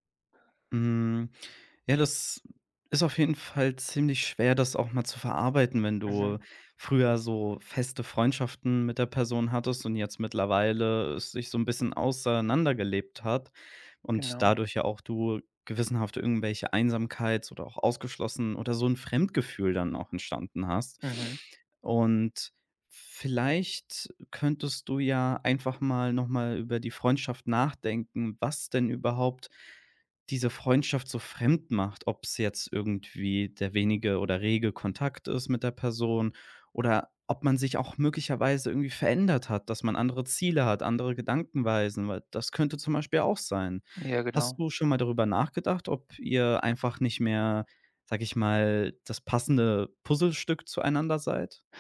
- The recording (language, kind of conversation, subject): German, advice, Warum fühlen sich alte Freundschaften nach meinem Umzug plötzlich fremd an, und wie kann ich aus der Isolation herausfinden?
- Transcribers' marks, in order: none